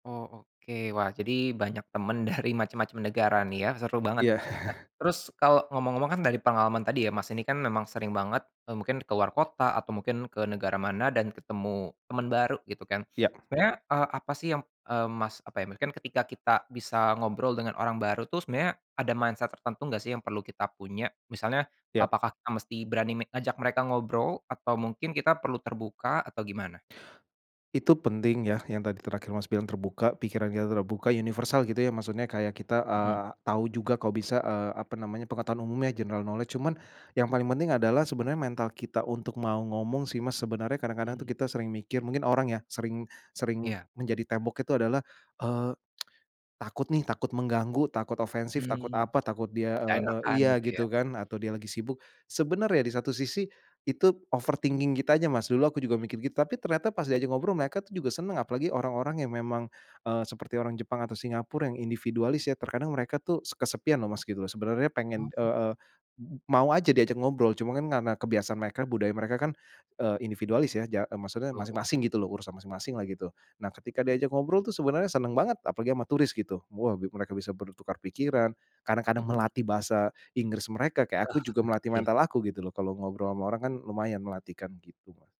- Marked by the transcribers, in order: laughing while speaking: "Iya"; chuckle; in English: "mindset"; in English: "general knowledge"; tapping; in English: "overthinking"; chuckle
- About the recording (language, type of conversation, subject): Indonesian, podcast, Ceritakan pengalamanmu bertemu teman secara tidak sengaja saat bepergian?